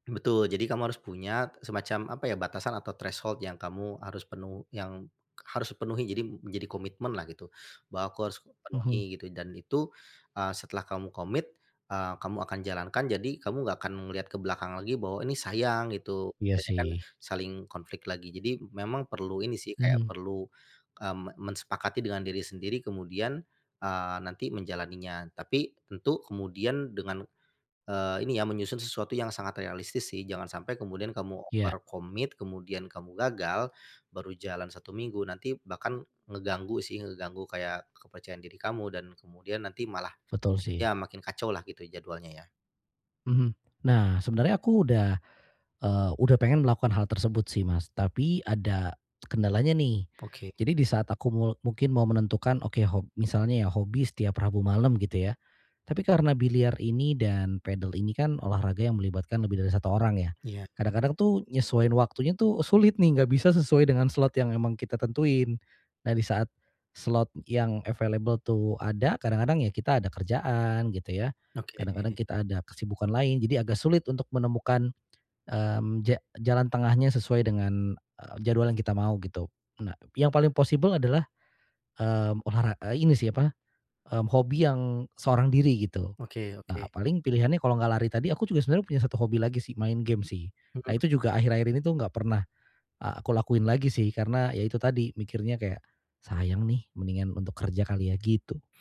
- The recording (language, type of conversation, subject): Indonesian, advice, Bagaimana cara meluangkan lebih banyak waktu untuk hobi meski saya selalu sibuk?
- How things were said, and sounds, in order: in English: "threshold"; tapping; in English: "overcommit"; other background noise; in English: "available"; in English: "possible"